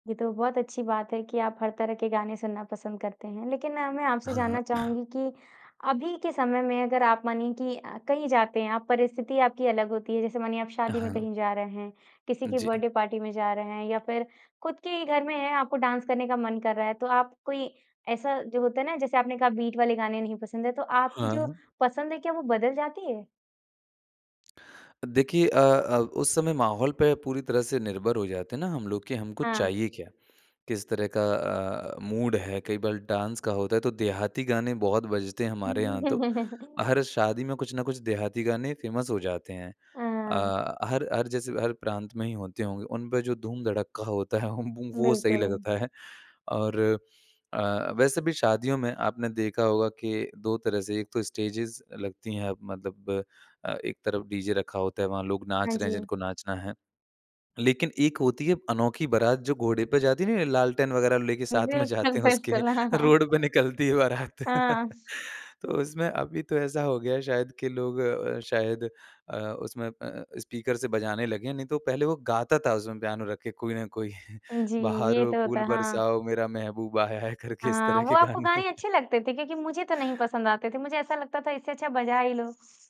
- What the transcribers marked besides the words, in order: throat clearing; in English: "बर्थडे पार्टी"; in English: "डांस"; in English: "बीट"; in English: "मूड"; in English: "डांस"; chuckle; in English: "फेमस"; laughing while speaking: "होता ह म वो सही लगता है"; in English: "स्टेजेज़"; laughing while speaking: "बिल्कुल, बिल्कुल, हाँ"; laughing while speaking: "साथ में जाते हैं उसके, रोड पे निकलती है बारात"; chuckle; laughing while speaking: "कोई"; laughing while speaking: "है करके इस तरह के गाने"; chuckle; tapping
- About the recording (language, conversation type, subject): Hindi, podcast, तुम्हारी ज़िंदगी के पीछे बजने वाला संगीत कैसा होगा?